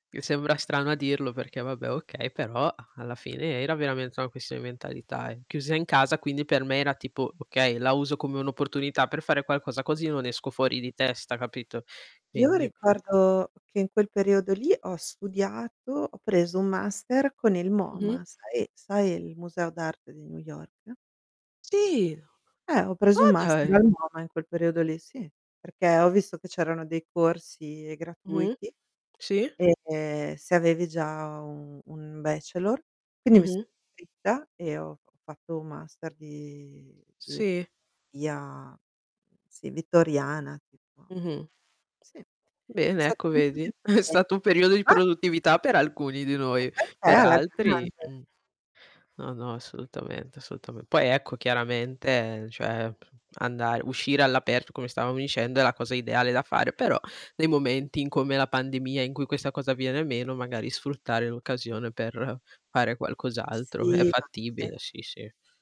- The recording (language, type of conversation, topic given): Italian, unstructured, In che modo le passeggiate all’aria aperta possono migliorare la nostra salute mentale?
- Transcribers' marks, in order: static; surprised: "Oh dai"; distorted speech; in English: "bachelor"; tapping; giggle; unintelligible speech; unintelligible speech; unintelligible speech